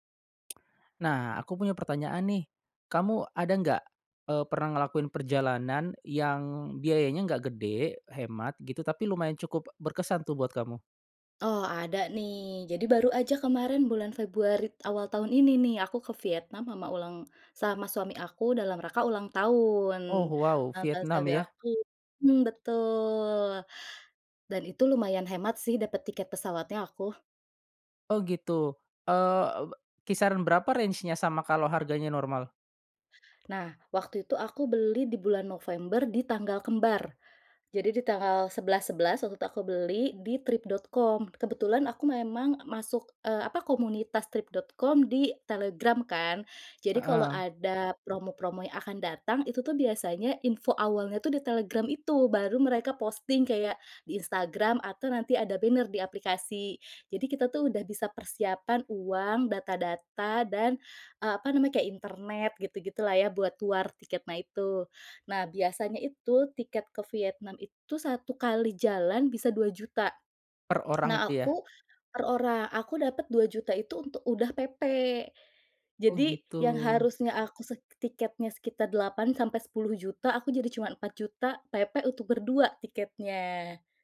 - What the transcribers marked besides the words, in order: drawn out: "betul"; in English: "range-nya"; tapping; in English: "banner"; in English: "war"
- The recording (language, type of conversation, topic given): Indonesian, podcast, Tips apa yang kamu punya supaya perjalanan tetap hemat, tetapi berkesan?